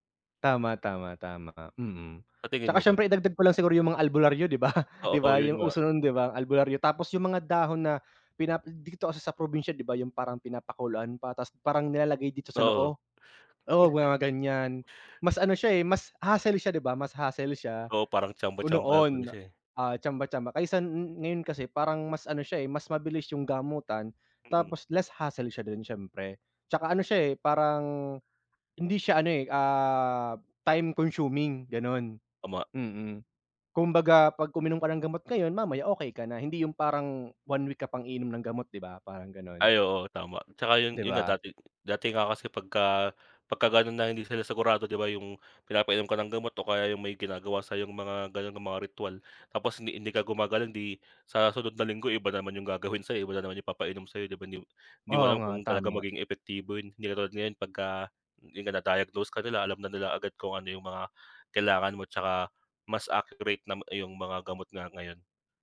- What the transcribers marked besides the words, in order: tapping; other background noise
- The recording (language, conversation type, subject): Filipino, unstructured, Sa anong mga paraan nakakatulong ang agham sa pagpapabuti ng ating kalusugan?